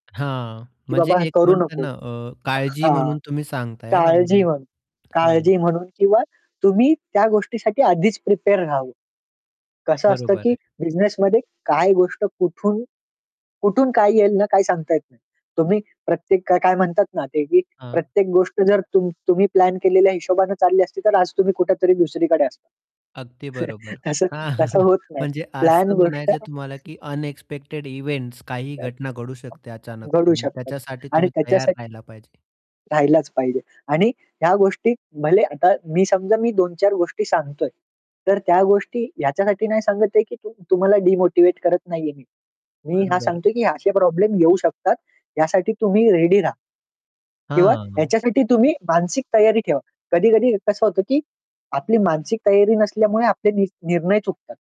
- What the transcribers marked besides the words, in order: distorted speech; static; other background noise; in English: "प्रिपेअर"; laughing while speaking: "हां"; chuckle; in English: "अनएक्सपेक्टेड इव्हेंट्स"; chuckle; unintelligible speech; in English: "रेडी"
- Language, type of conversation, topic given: Marathi, podcast, नवीन सुरुवात करणाऱ्यांना तुम्ही कोणता सल्ला द्याल?